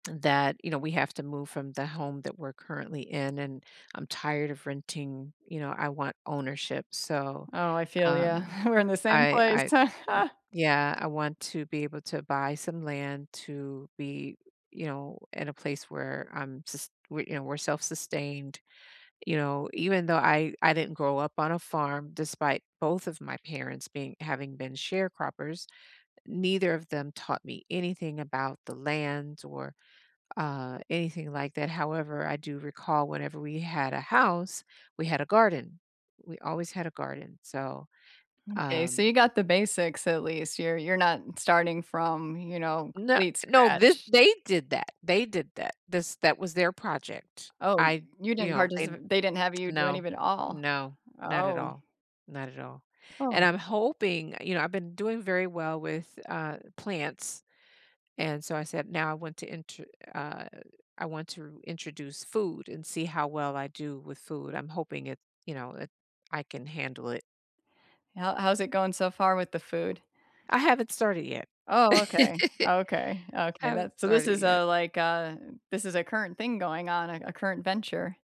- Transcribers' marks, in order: chuckle; tsk; laugh
- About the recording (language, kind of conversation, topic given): English, unstructured, Looking ahead together: what shared dream, tradition, or project are you most excited to build?
- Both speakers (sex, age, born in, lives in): female, 45-49, United States, United States; female, 55-59, United States, United States